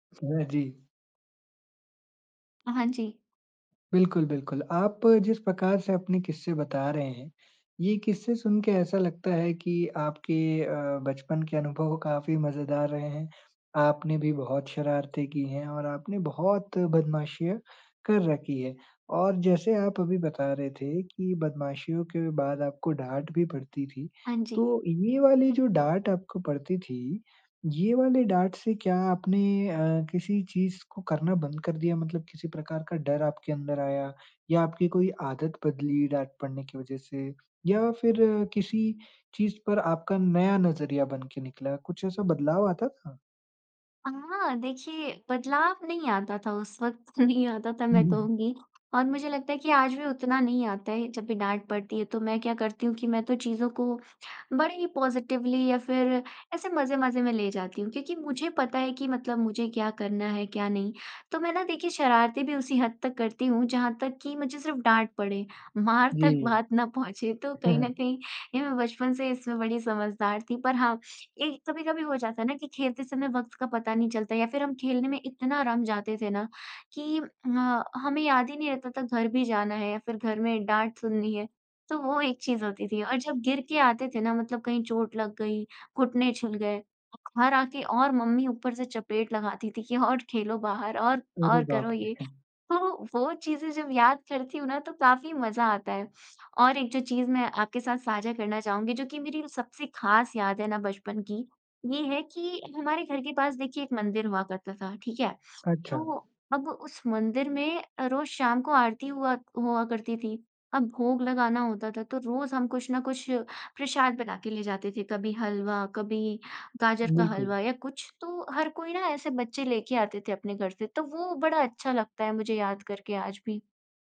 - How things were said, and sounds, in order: laughing while speaking: "नहीं आता था मैं कहूँगी"; in English: "पॉज़िटिवली"; chuckle; laughing while speaking: "मार तक बात ना पहुँचे। तो कहीं न कहीं"; chuckle
- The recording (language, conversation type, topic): Hindi, podcast, बचपन की कौन-सी ऐसी याद है जो आज भी आपको हँसा देती है?